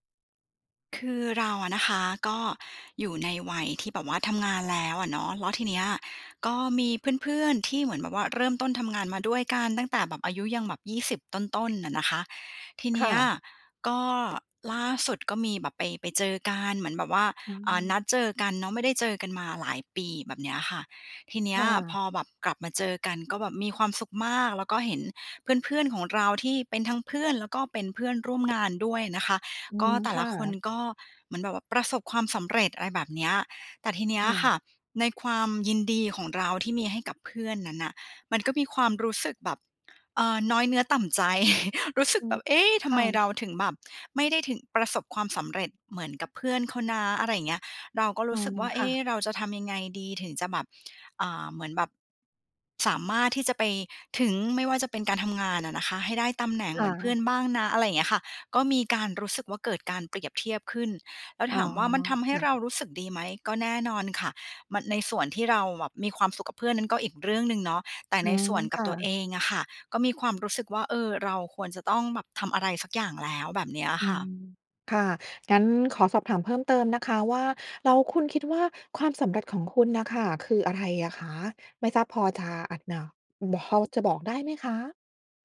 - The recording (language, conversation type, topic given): Thai, advice, ควรเริ่มยังไงเมื่อฉันมักเปรียบเทียบความสำเร็จของตัวเองกับคนอื่นแล้วรู้สึกท้อ?
- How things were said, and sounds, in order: chuckle; unintelligible speech